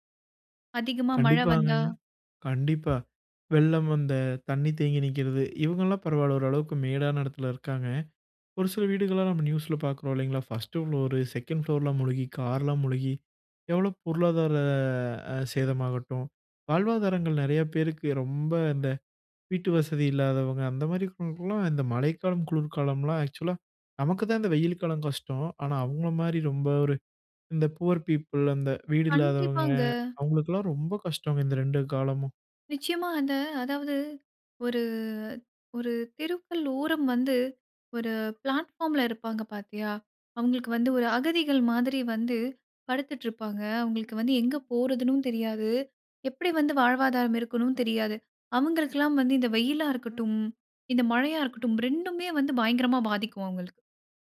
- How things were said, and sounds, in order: other background noise; drawn out: "பொருளாதார"; in English: "பூர் பீப்பிள்"; tapping
- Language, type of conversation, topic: Tamil, podcast, மழைக்காலம் உங்களை எவ்வாறு பாதிக்கிறது?